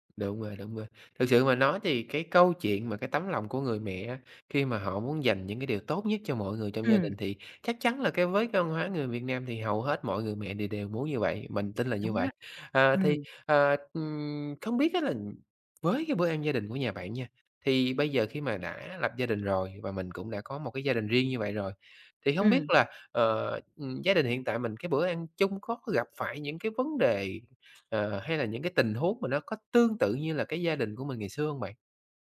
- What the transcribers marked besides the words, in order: other background noise
- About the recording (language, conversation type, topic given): Vietnamese, podcast, Bạn có thể kể về bữa cơm gia đình đáng nhớ nhất của bạn không?